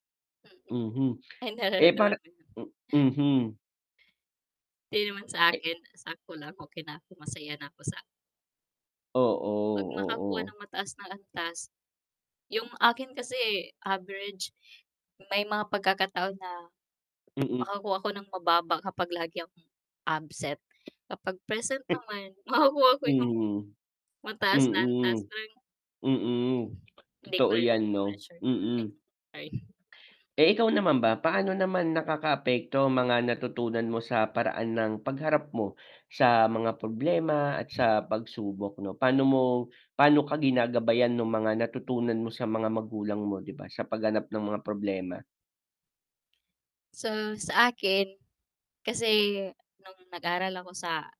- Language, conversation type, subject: Filipino, unstructured, Ano ang pinakamahalagang aral na natutunan mo mula sa iyong mga magulang?
- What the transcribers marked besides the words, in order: laughing while speaking: "Ay nararamdamanmo yun"; other background noise; static; distorted speech